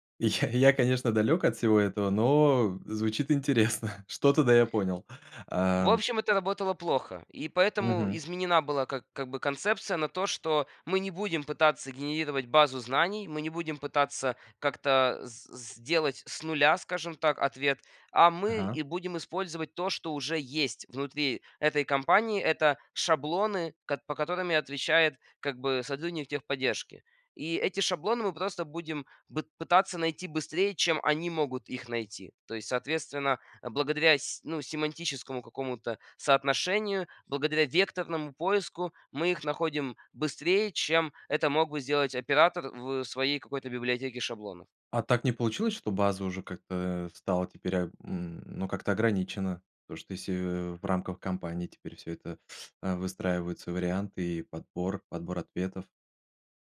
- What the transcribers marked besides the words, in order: chuckle; sniff
- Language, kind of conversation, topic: Russian, podcast, Как вы выстраиваете доверие в команде?